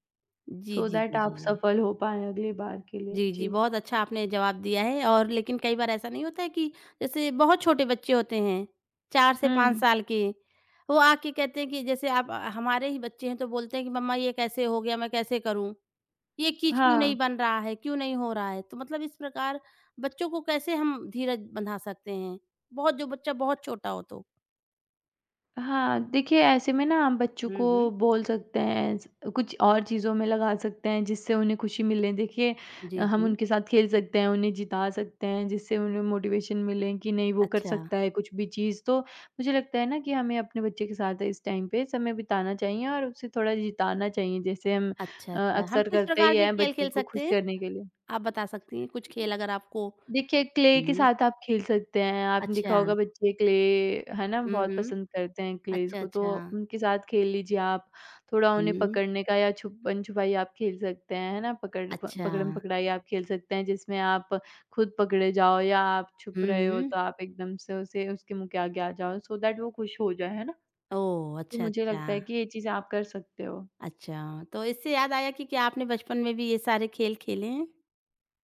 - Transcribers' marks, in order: in English: "सो दैट"; other background noise; in English: "मोटिवेशन"; in English: "टाइम"; in English: "क्ले"; in English: "क्ले"; in English: "क्लेज़"; in English: "सो दैट"
- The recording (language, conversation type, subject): Hindi, podcast, असफलता से आपने क्या सबसे अहम सीखा?
- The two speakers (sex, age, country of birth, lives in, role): female, 18-19, India, India, guest; female, 30-34, India, India, host